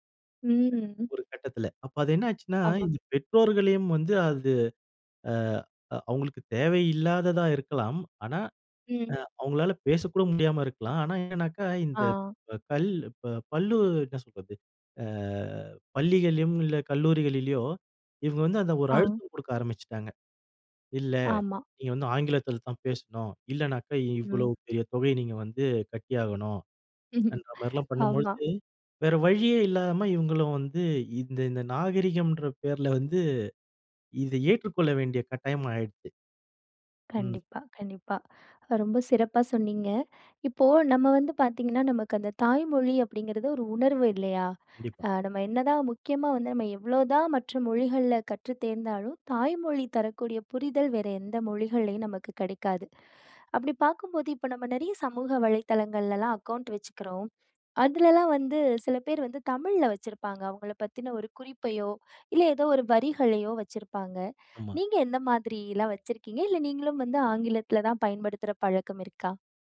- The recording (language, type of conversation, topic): Tamil, podcast, தாய்மொழி உங்கள் அடையாளத்திற்கு எவ்வளவு முக்கியமானது?
- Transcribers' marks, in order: other background noise; "பள்ளி" said as "பள்ளு"; in English: "அக்கவுண்ட்"